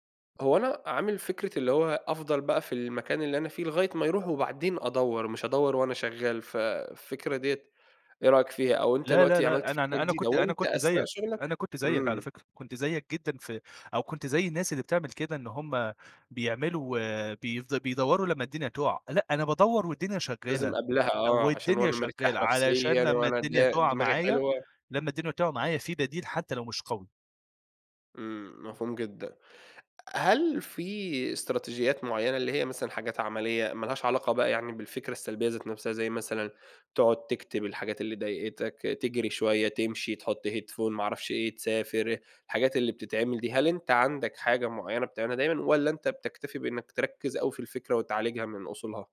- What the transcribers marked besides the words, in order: other background noise; tapping; in English: "Headphone"
- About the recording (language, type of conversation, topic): Arabic, podcast, إزاي بتتعامل مع الأفكار السلبية؟